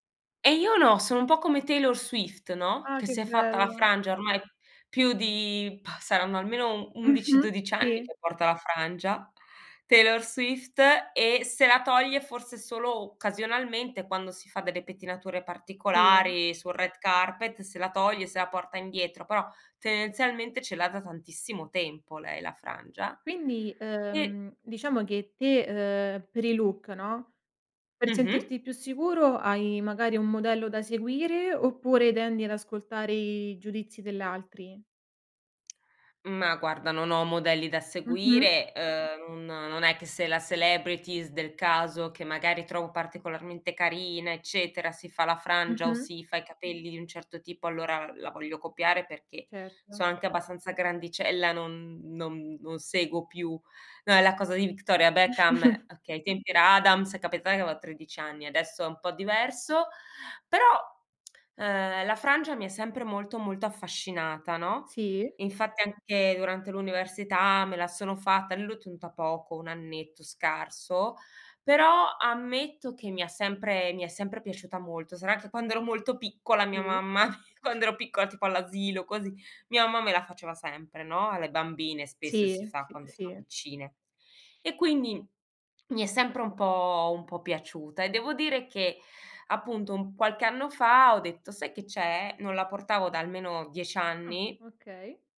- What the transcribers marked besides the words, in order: in English: "celebrities"; chuckle; "capitato" said as "capitao"; lip smack; laughing while speaking: "mamma"; other background noise
- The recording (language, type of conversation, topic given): Italian, podcast, Hai mai cambiato look per sentirti più sicuro?